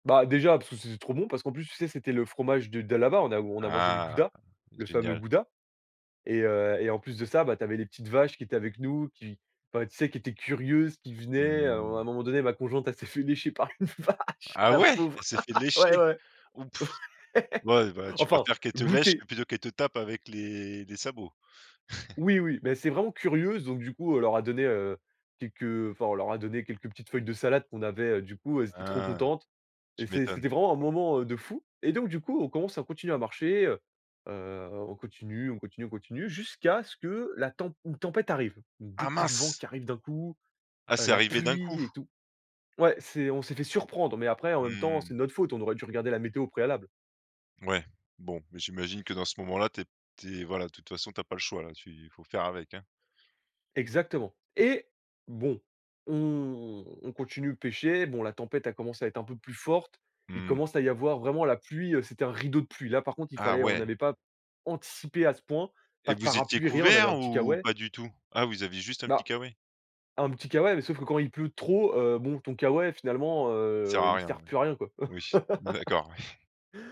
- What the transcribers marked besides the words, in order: surprised: "Ah ouais ?"; laughing while speaking: "elle s'est fait lécher par une vache, la pauvre ! Ouais ouais !"; laugh; chuckle; stressed: "Et"; laugh
- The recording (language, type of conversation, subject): French, podcast, Peux-tu raconter une rencontre qui t’a appris quelque chose d’important ?